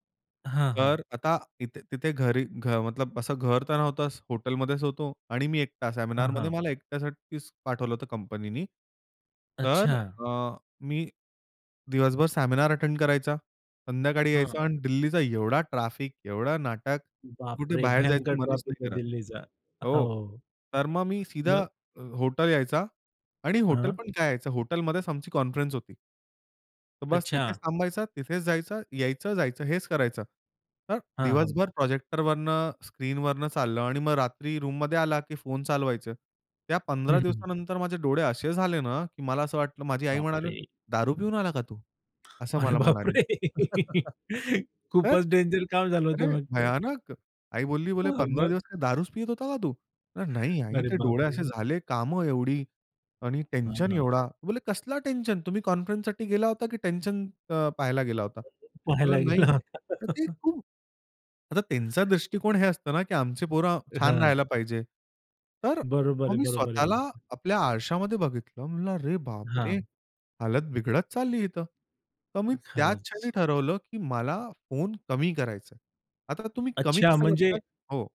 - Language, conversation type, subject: Marathi, podcast, तुम्ही कधी जाणूनबुजून काही वेळ फोनपासून दूर राहून शांत वेळ घालवला आहे का, आणि तेव्हा तुम्हाला कसे वाटले?
- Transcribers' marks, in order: in English: "अटेंड"; other background noise; "यायचो" said as "यायचा"; laughing while speaking: "अरे बाप रे! खूपच डेंजर काम झालं होतं मग तर"; laugh; laughing while speaking: "हां. मग?"; laughing while speaking: "अरे बाप रे!"; unintelligible speech; chuckle; other noise; tapping